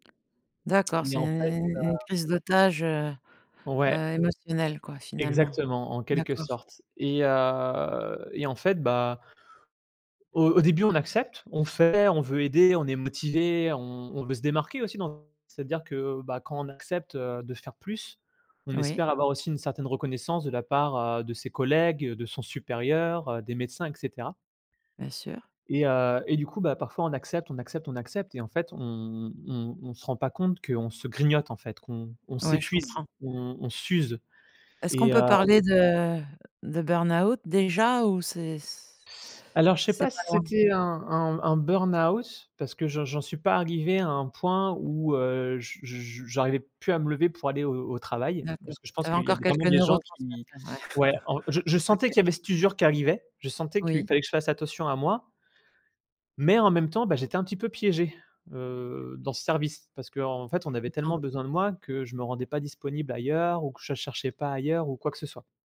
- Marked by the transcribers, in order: other background noise; stressed: "grignote"; laughing while speaking: "ouais"
- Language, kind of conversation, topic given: French, podcast, Comment savoir quand il est temps de quitter son travail ?
- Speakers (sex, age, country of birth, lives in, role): female, 50-54, France, France, host; male, 30-34, France, France, guest